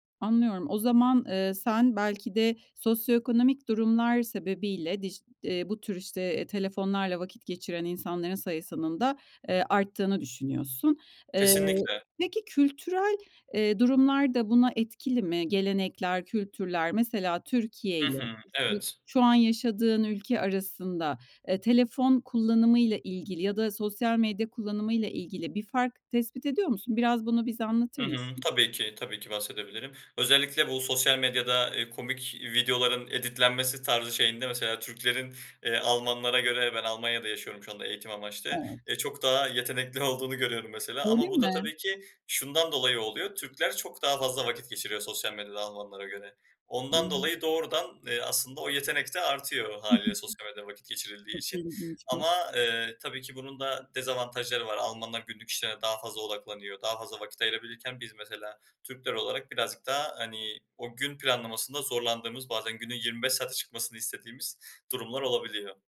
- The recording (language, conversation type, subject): Turkish, podcast, Dijital dikkat dağıtıcılarla başa çıkmak için hangi pratik yöntemleri kullanıyorsun?
- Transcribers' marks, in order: other background noise; tapping